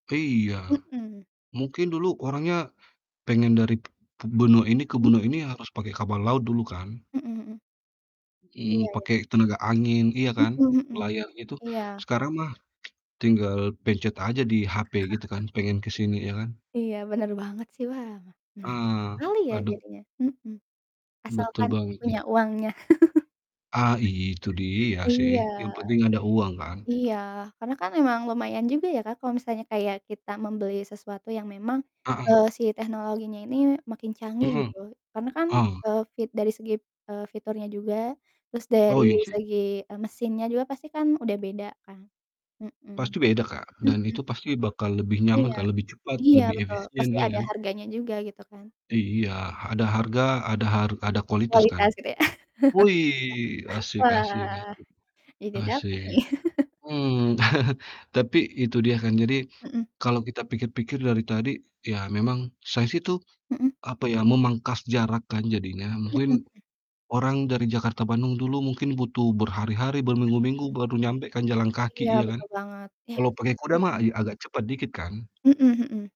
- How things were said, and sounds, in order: tapping; unintelligible speech; static; tsk; chuckle; chuckle; other background noise; distorted speech; chuckle; chuckle
- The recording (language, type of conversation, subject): Indonesian, unstructured, Bagaimana sains membantu kehidupan sehari-hari kita?